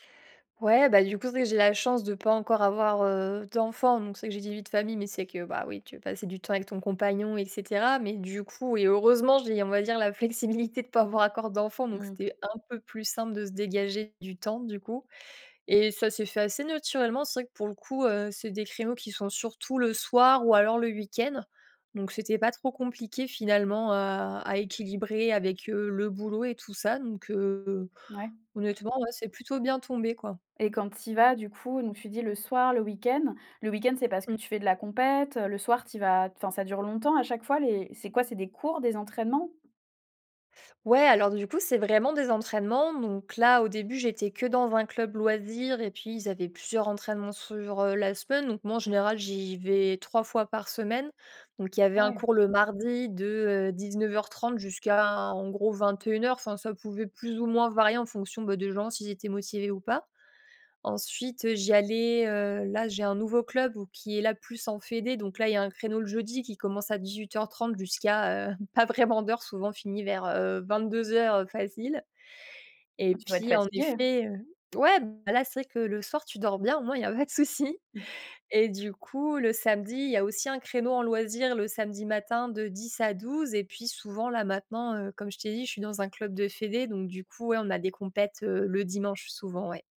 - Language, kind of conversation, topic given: French, podcast, Quel passe-temps t’occupe le plus ces derniers temps ?
- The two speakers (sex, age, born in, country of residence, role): female, 25-29, France, France, guest; female, 25-29, France, France, host
- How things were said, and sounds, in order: "encore" said as "acore"; stressed: "un peu"; "naturellement" said as "neuturellement"; tapping; "fédération" said as "fédé"; laughing while speaking: "pas vraiment d'heure"; joyful: "il y a pas de souci"; chuckle